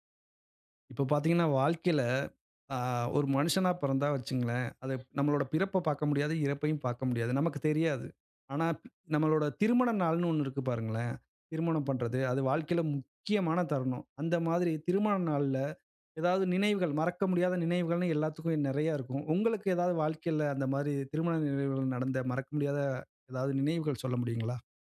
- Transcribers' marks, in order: other background noise
- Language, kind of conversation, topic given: Tamil, podcast, உங்கள் திருமண நாளின் நினைவுகளை சுருக்கமாக சொல்ல முடியுமா?